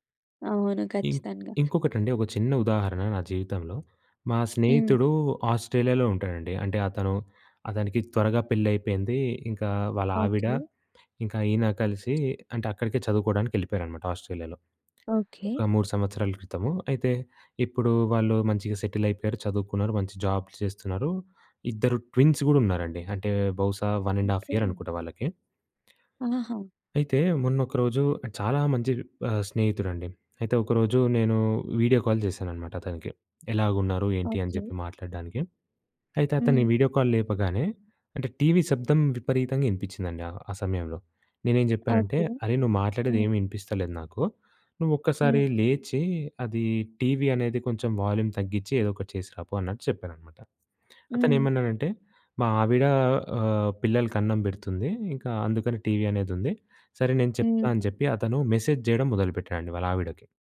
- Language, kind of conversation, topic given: Telugu, podcast, పని, వ్యక్తిగత జీవితాల కోసం ఫోన్‑ఇతర పరికరాల వినియోగానికి మీరు ఏ విధంగా హద్దులు పెట్టుకుంటారు?
- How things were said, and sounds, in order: other background noise; in English: "జాబ్స్"; in English: "ట్విన్స్"; in English: "వన్ అండ్ హాఫ్"; lip smack; in English: "వీడియో కాల్"; in English: "వీడియో కాల్"; tapping; in English: "వాల్యూమ్"; lip smack; in English: "మెసేజ్"